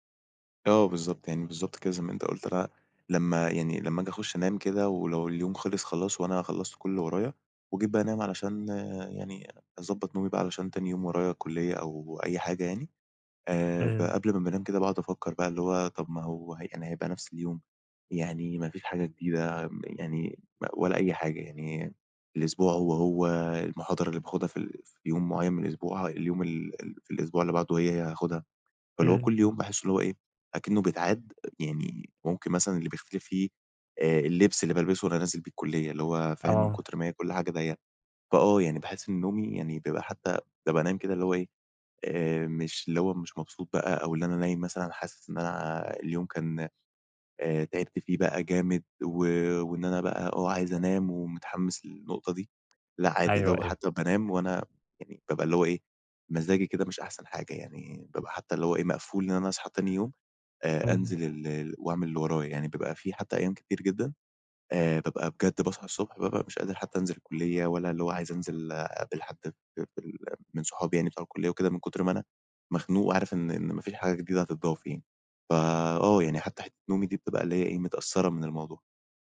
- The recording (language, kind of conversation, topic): Arabic, advice, إزاي أتعامل مع إحساسي إن أيامي بقت مكررة ومفيش شغف؟
- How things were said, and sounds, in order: tapping; other noise